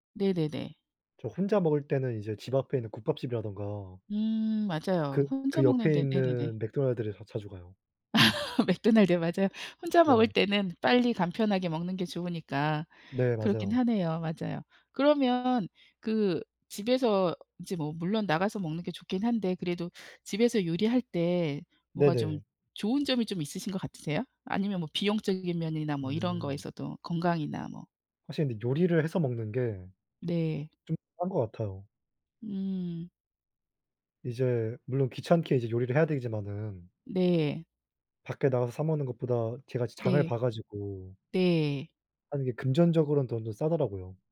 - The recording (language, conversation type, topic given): Korean, unstructured, 집에서 요리해 먹는 것과 외식하는 것 중 어느 쪽이 더 좋으신가요?
- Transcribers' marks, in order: laugh; laughing while speaking: "맥도날드요. 맞아요"